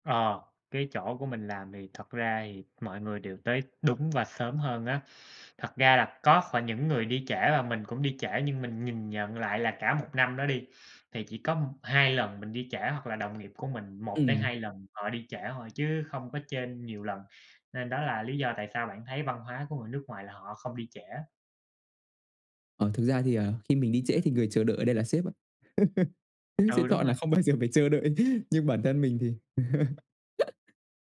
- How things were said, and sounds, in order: tapping; other background noise; laugh; laughing while speaking: "đợi"; laugh
- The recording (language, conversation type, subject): Vietnamese, unstructured, Bạn muốn sống một cuộc đời không bao giờ phải chờ đợi hay một cuộc đời không bao giờ đến muộn?
- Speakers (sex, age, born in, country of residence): male, 20-24, Vietnam, Vietnam; male, 25-29, Vietnam, United States